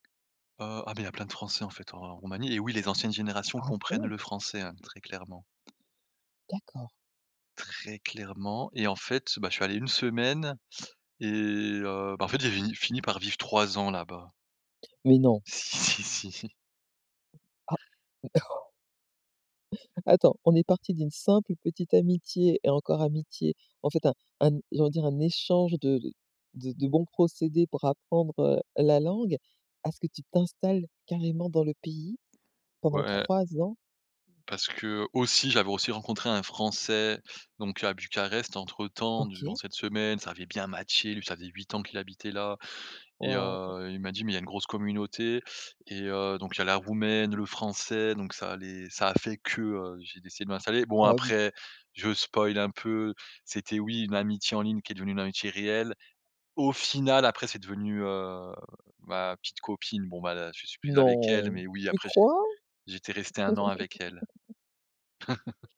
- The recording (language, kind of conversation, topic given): French, podcast, As-tu déjà transformé une amitié en ligne en amitié dans la vraie vie ?
- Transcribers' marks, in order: tapping; laughing while speaking: "Si, si, si"; other background noise; gasp; chuckle; laugh